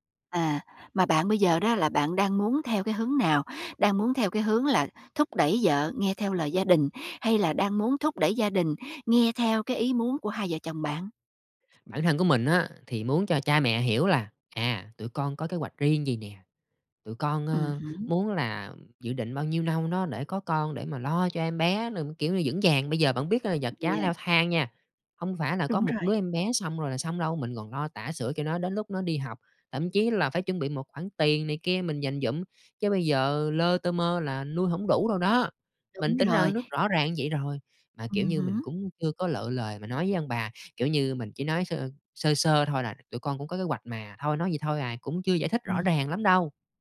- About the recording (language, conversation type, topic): Vietnamese, advice, Bạn cảm thấy thế nào khi bị áp lực phải có con sau khi kết hôn?
- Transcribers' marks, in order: tapping; other background noise